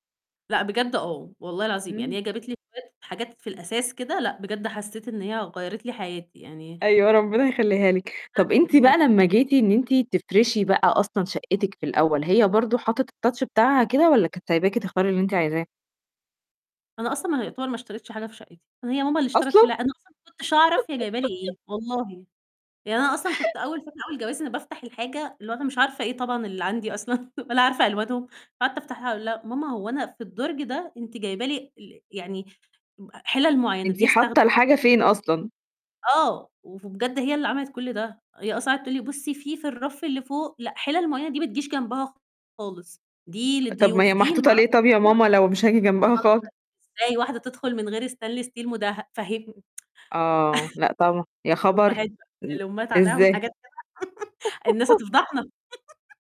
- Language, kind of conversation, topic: Arabic, podcast, إزاي تنظم المساحات الصغيرة بذكاء؟
- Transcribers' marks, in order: unintelligible speech; unintelligible speech; in English: "الtouch"; laugh; laughing while speaking: "أصلًا"; distorted speech; unintelligible speech; in English: "stainless steel"; tsk; chuckle; laugh; chuckle; laugh